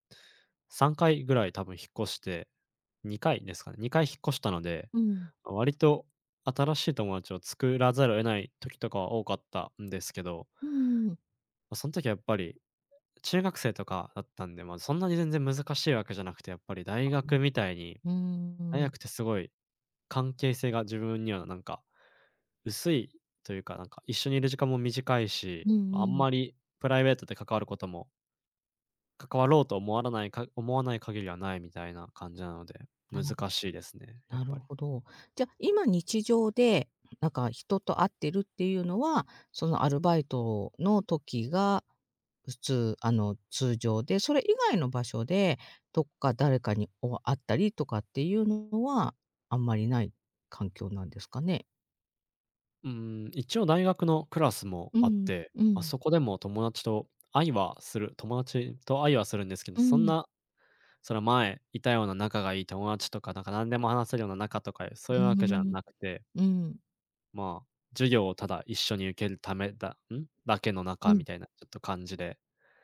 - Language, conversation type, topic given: Japanese, advice, 新しい環境で友達ができず、孤独を感じるのはどうすればよいですか？
- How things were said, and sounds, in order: other background noise